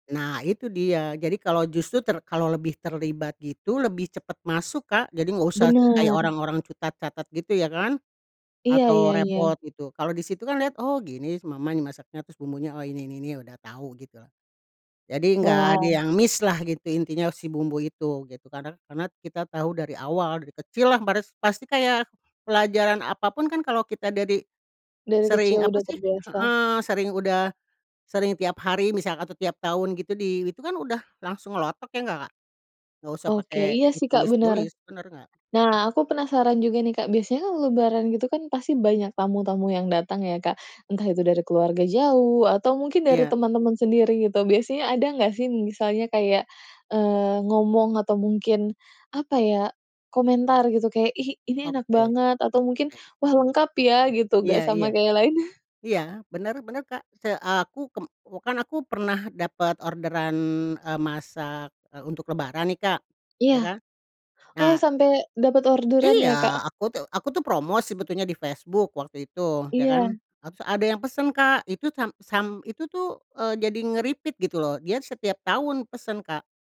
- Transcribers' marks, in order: other background noise; tapping; in English: "miss-lah"; stressed: "miss-lah"; chuckle; in English: "nge-repeat"
- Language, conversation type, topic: Indonesian, podcast, Ceritakan hidangan apa yang selalu ada di perayaan keluargamu?